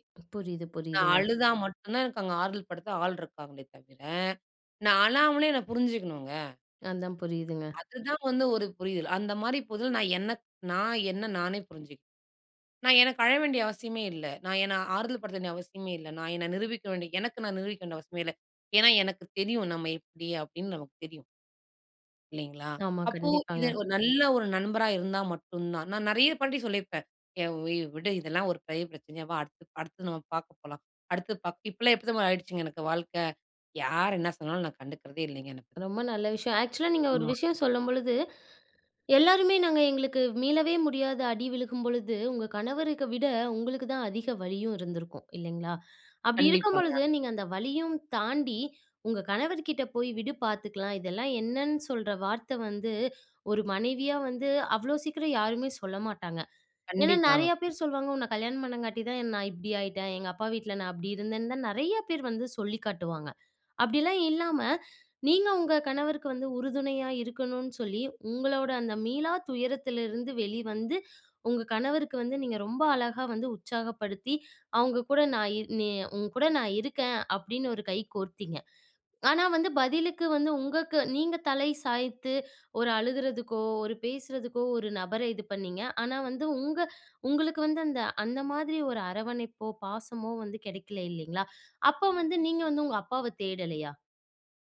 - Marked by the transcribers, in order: unintelligible speech; unintelligible speech; unintelligible speech; in English: "ஆக்ஸூலா"; unintelligible speech; "உங்களுக்கு" said as "உங்கக்கு"
- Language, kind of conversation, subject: Tamil, podcast, நீங்கள் உங்களுக்கே ஒரு நல்ல நண்பராக எப்படி இருப்பீர்கள்?